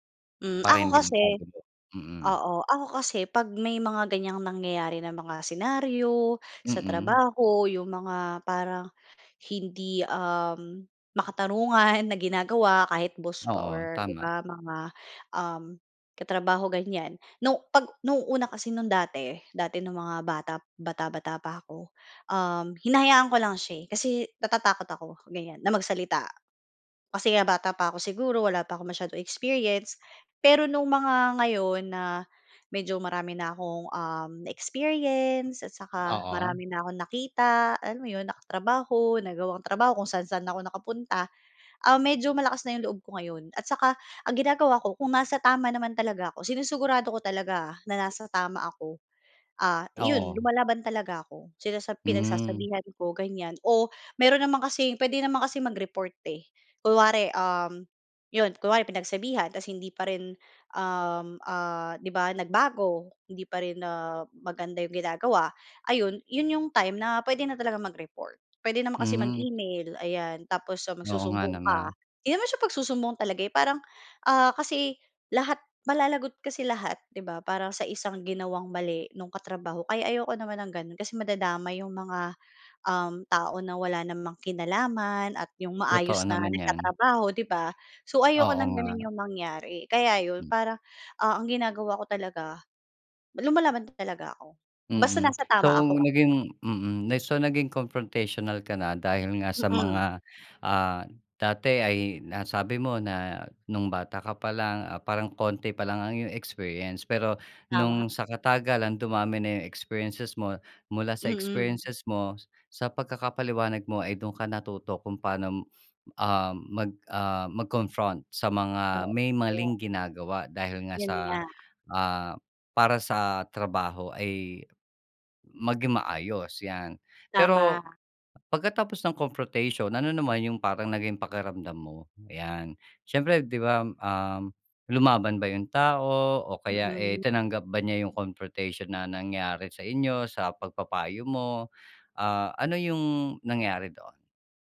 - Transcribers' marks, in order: in English: "confrontational"; tapping; in English: "confrontation"; "‘di ba" said as "di bam"
- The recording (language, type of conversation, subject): Filipino, podcast, Paano mo hinaharap ang mahirap na boss o katrabaho?